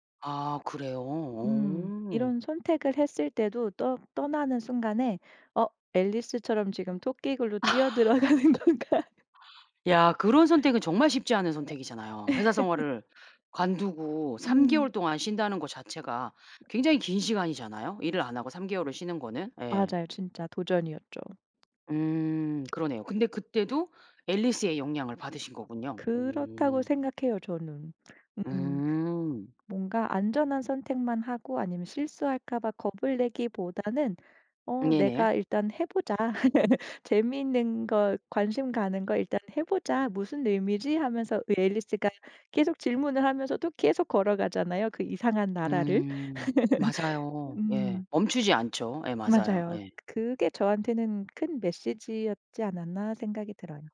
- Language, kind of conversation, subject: Korean, podcast, 좋아하는 이야기가 당신에게 어떤 영향을 미쳤나요?
- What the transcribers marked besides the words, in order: laugh; laughing while speaking: "가는 건가"; laugh; laugh; other background noise; tapping; laugh; laugh